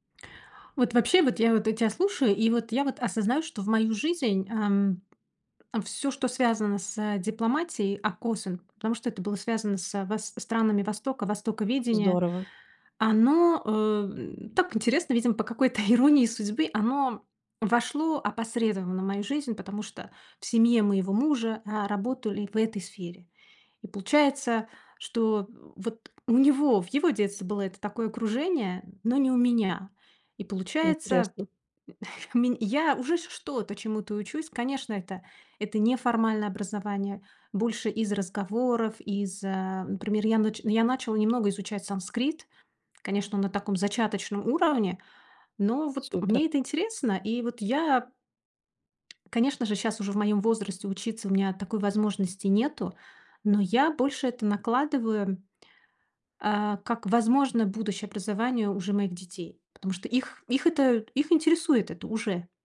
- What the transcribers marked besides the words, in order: tapping; unintelligible speech; laughing while speaking: "иронии"; chuckle
- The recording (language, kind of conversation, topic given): Russian, advice, Как вы переживаете сожаление об упущенных возможностях?